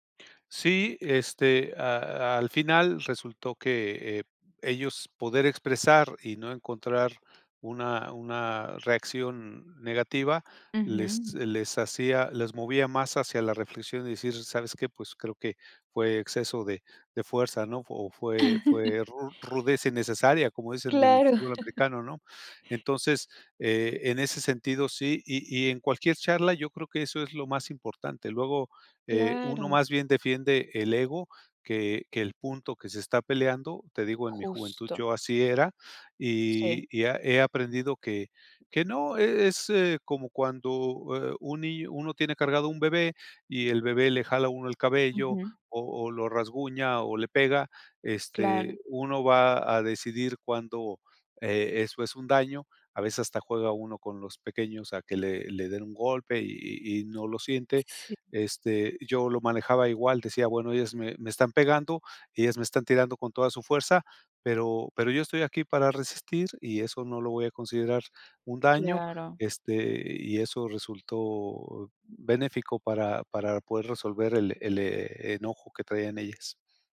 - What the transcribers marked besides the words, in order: chuckle; tapping; other background noise
- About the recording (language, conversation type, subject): Spanish, podcast, ¿Cómo manejas conversaciones difíciles?